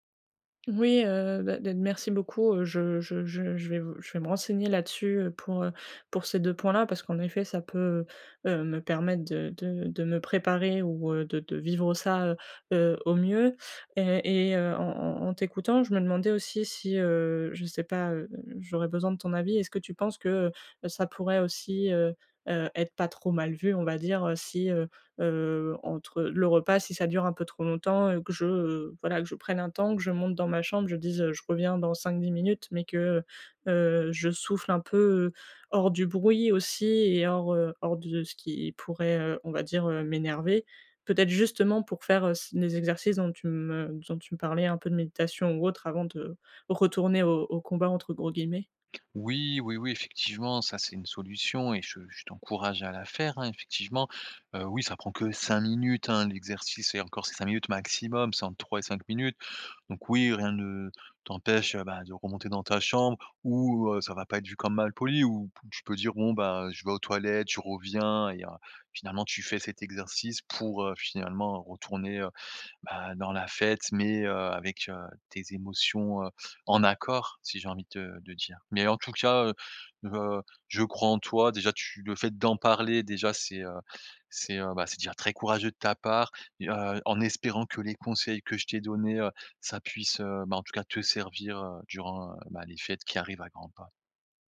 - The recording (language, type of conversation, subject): French, advice, Comment puis-je me sentir plus à l’aise pendant les fêtes et les célébrations avec mes amis et ma famille ?
- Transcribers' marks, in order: none